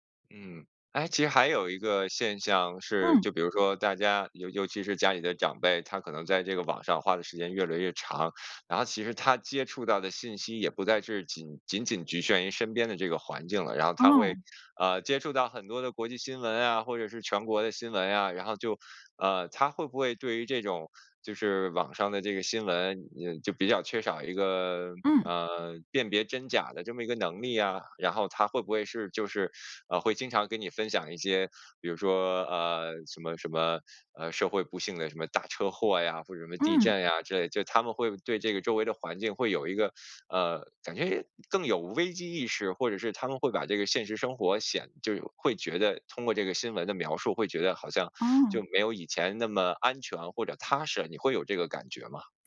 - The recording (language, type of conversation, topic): Chinese, podcast, 现代科技是如何影响你们的传统习俗的？
- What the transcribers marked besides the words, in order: other background noise